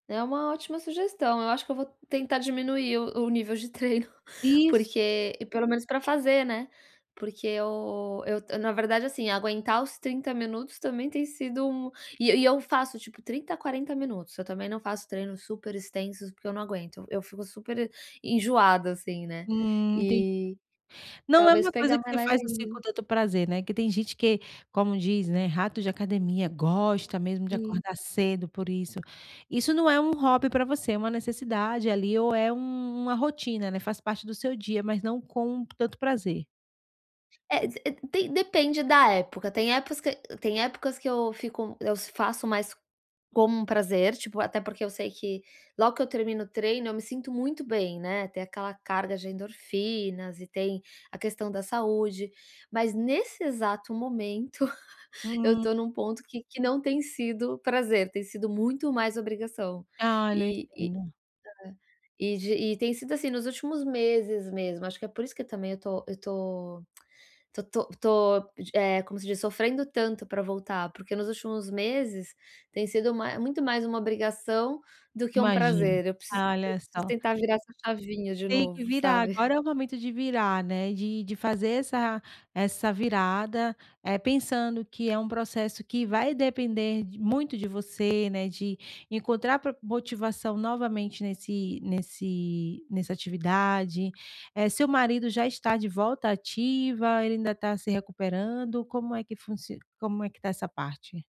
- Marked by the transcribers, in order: chuckle; chuckle; tongue click
- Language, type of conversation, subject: Portuguese, advice, Como posso retomar a minha rotina após uma interrupção prolongada?